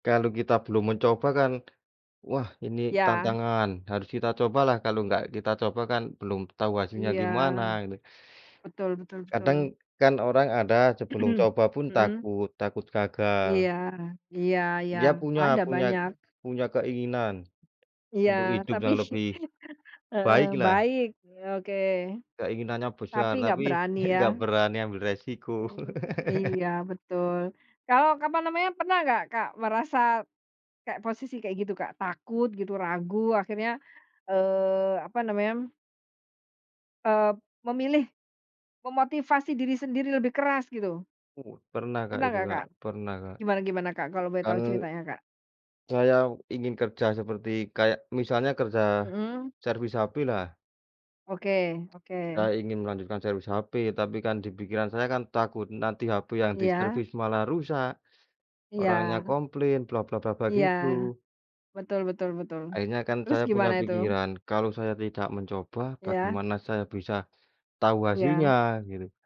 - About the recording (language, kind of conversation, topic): Indonesian, unstructured, Hal apa yang paling kamu takuti kalau kamu tidak berhasil mencapai tujuan hidupmu?
- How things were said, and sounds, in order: tapping; throat clearing; other background noise; laugh; laugh